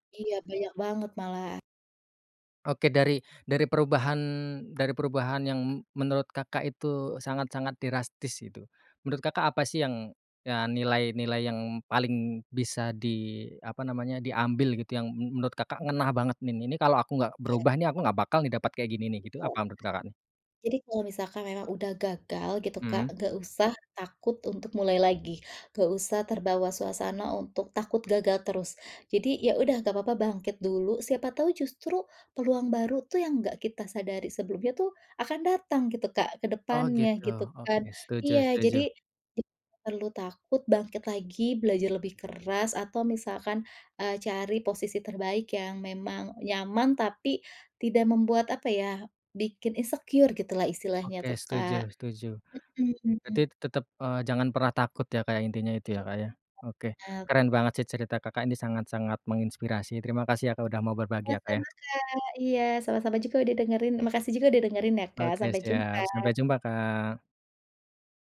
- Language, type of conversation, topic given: Indonesian, podcast, Pernahkah kamu mengalami momen kegagalan yang justru membuka peluang baru?
- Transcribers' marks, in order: "drastis" said as "derastis"; tapping; other background noise; in English: "insecure"